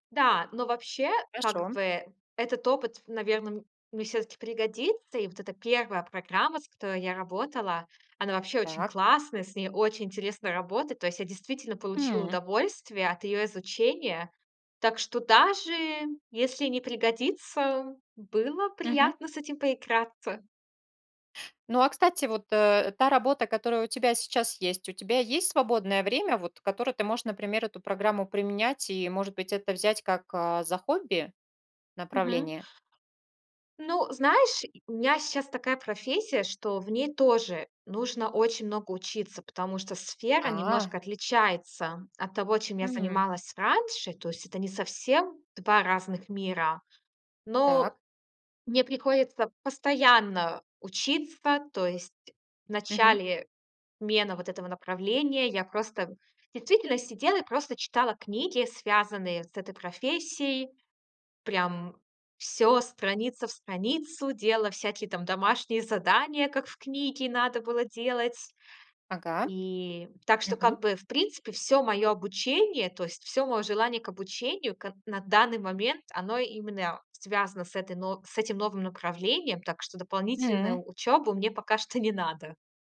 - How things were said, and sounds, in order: none
- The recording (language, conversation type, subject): Russian, podcast, Расскажи о случае, когда тебе пришлось заново учиться чему‑то?